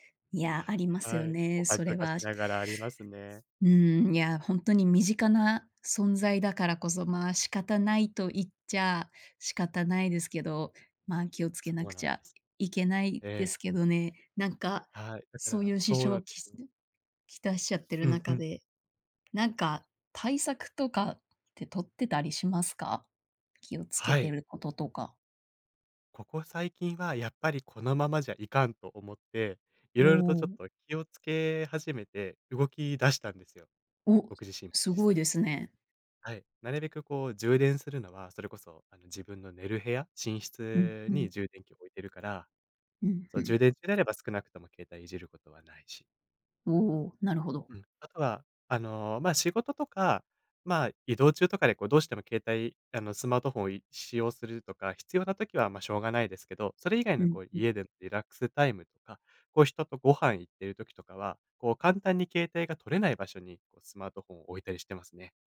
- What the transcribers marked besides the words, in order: none
- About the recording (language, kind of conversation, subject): Japanese, podcast, スマホ依存を感じたらどうしますか？
- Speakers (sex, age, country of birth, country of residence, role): female, 30-34, Japan, United States, host; male, 25-29, Japan, Portugal, guest